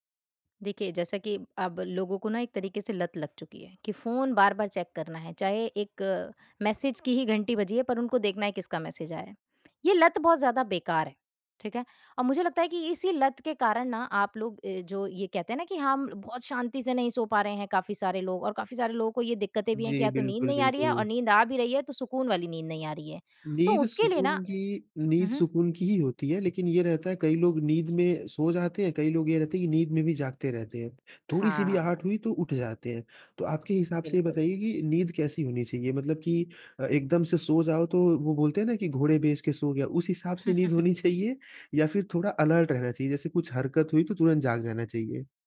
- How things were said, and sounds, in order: in English: "फ़ोन"; in English: "मैसेज"; in English: "मैसेज"; tapping; chuckle; in English: "अलर्ट"
- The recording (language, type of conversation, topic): Hindi, podcast, अच्छी नींद के लिए आप कौन-सा रूटीन अपनाते हैं?